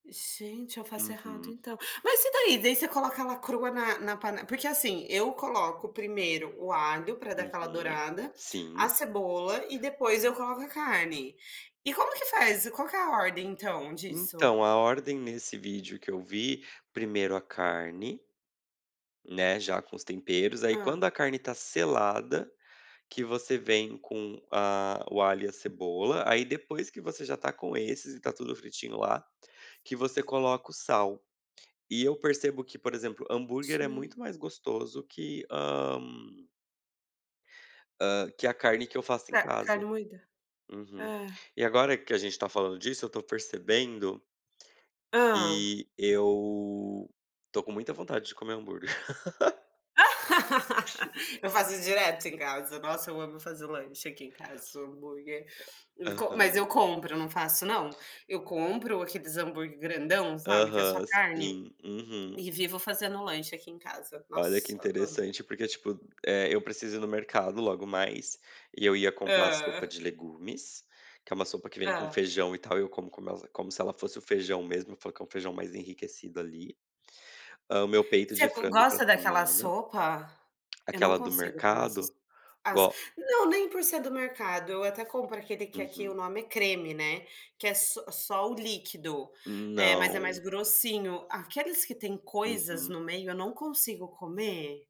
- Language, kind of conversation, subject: Portuguese, unstructured, Você já cozinhou para alguém especial? Como foi?
- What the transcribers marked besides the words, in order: laugh; other background noise